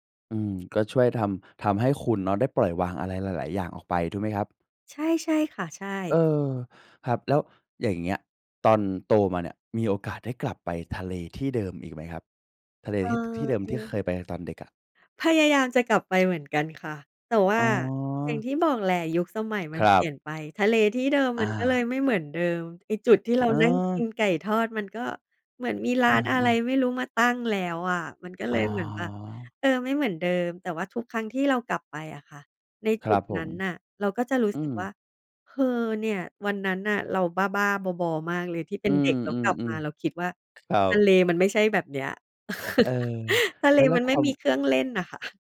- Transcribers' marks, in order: tapping; other noise; chuckle; laughing while speaking: "ค่ะ"
- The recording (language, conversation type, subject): Thai, podcast, ท้องทะเลที่เห็นครั้งแรกส่งผลต่อคุณอย่างไร?